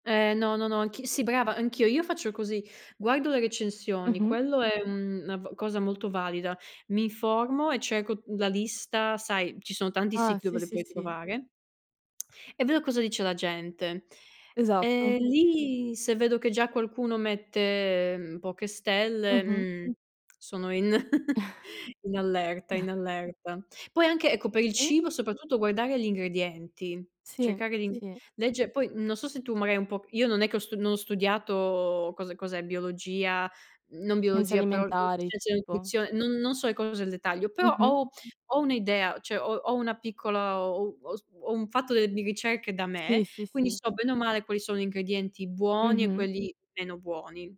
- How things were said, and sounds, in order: other background noise; lip smack; drawn out: "E lì"; chuckle; chuckle; drawn out: "studiato"
- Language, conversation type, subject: Italian, unstructured, Pensi che la pubblicità inganni sul valore reale del cibo?
- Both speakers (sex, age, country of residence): female, 20-24, Italy; female, 30-34, Italy